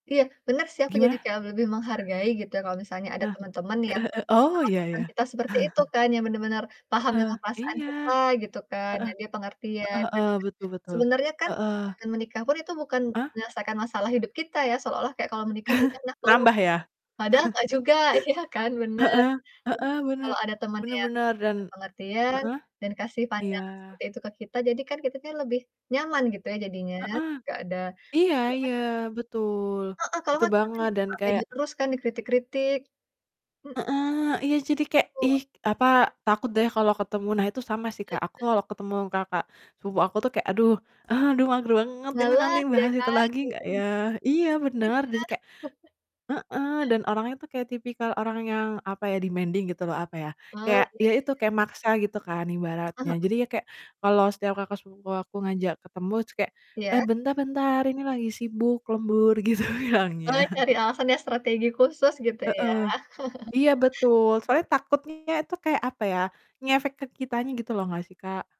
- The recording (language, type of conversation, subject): Indonesian, unstructured, Bagaimana cara kamu menghadapi anggota keluarga yang terus-menerus mengkritik?
- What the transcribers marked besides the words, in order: other background noise; distorted speech; chuckle; unintelligible speech; mechanical hum; chuckle; unintelligible speech; laughing while speaking: "iya"; unintelligible speech; chuckle; chuckle; in English: "Demanding"; static; laughing while speaking: "gitu bilangnya"; laugh